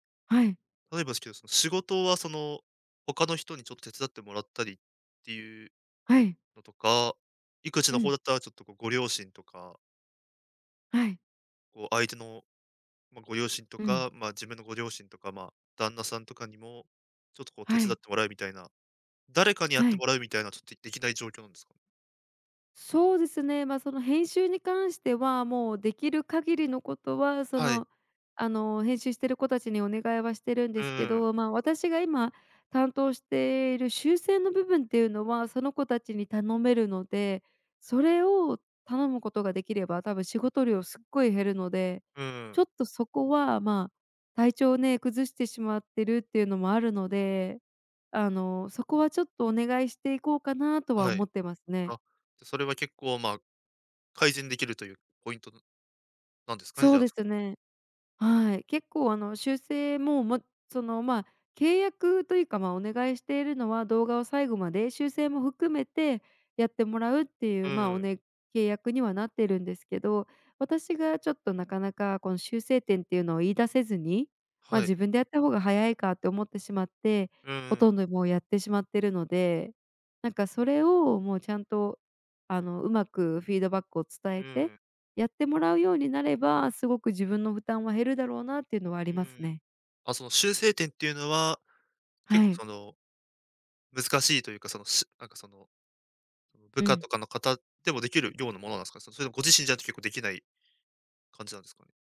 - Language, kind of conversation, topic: Japanese, advice, 仕事と家事の両立で自己管理がうまくいかないときはどうすればよいですか？
- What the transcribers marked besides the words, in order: none